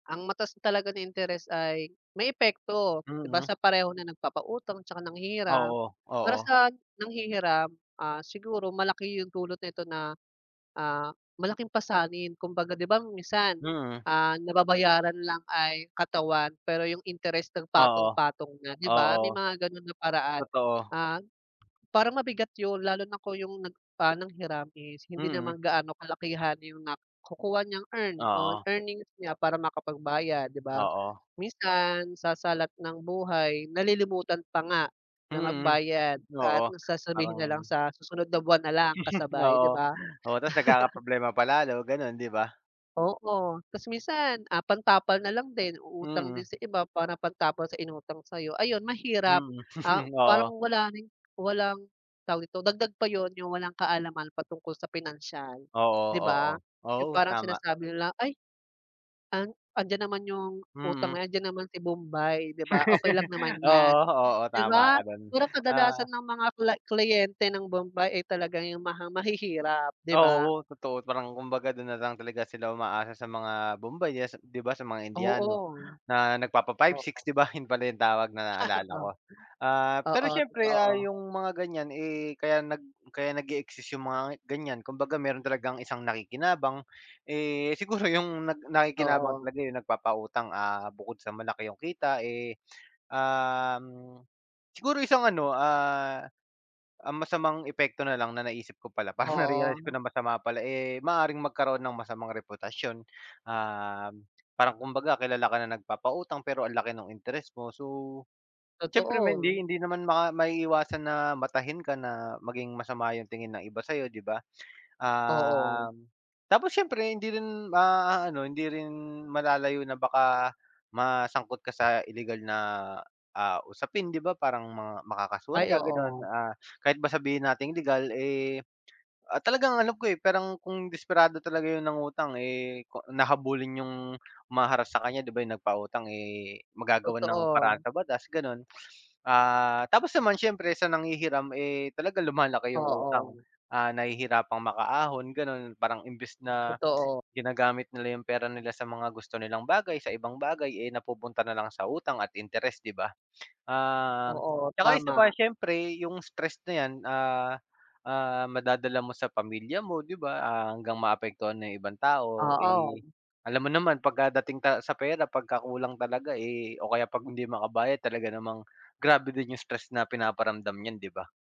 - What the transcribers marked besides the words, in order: other background noise; tapping; chuckle; chuckle; chuckle; laugh; chuckle; laughing while speaking: "siguro"; laughing while speaking: "parang"
- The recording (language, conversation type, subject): Filipino, unstructured, Ano ang opinyon mo tungkol sa mga nagpapautang na mataas ang interes?